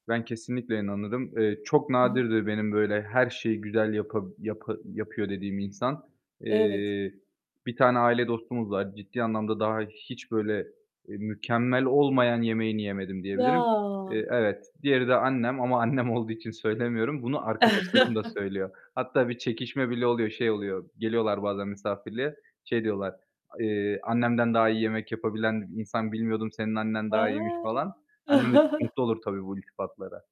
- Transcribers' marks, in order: static; tapping; distorted speech; chuckle; other background noise; chuckle
- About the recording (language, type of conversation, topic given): Turkish, podcast, En sevdiğin ev yemeği hangisi ve neden?